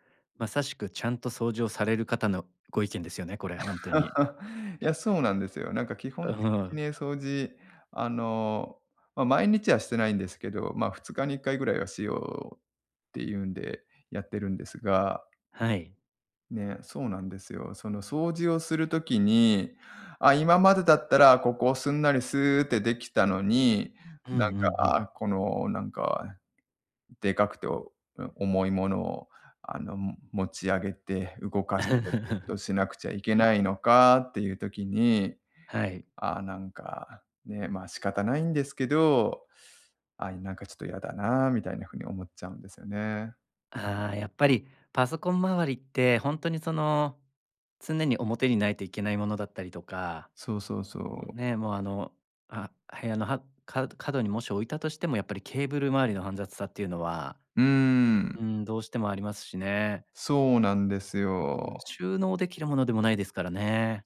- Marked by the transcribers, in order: giggle
- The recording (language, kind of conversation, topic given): Japanese, advice, 価値観の変化で今の生活が自分に合わないと感じるのはなぜですか？